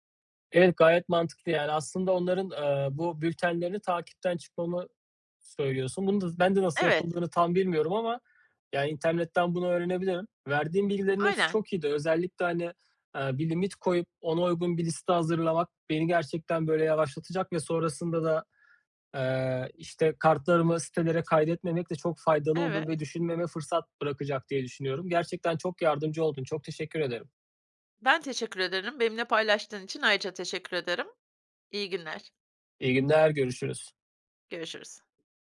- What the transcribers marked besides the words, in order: tapping; other background noise
- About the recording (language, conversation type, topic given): Turkish, advice, İndirim dönemlerinde gereksiz alışveriş yapma kaygısıyla nasıl başa çıkabilirim?